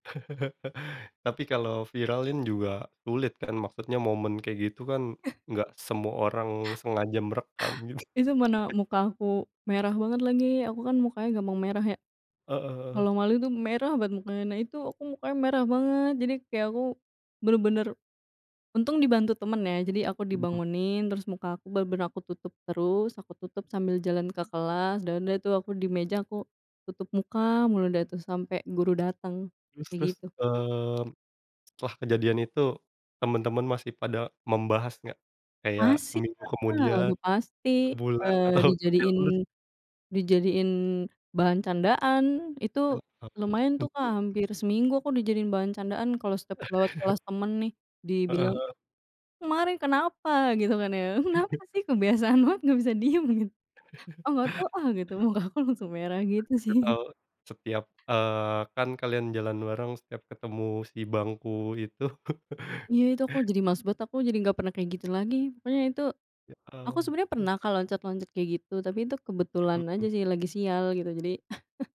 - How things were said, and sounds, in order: laugh; other background noise; background speech; stressed: "merah"; laughing while speaking: "atau"; chuckle; laugh; laughing while speaking: "sih"; laugh; other noise
- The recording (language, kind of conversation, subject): Indonesian, podcast, Apa pengalaman paling memalukan yang sekarang bisa kamu tertawakan?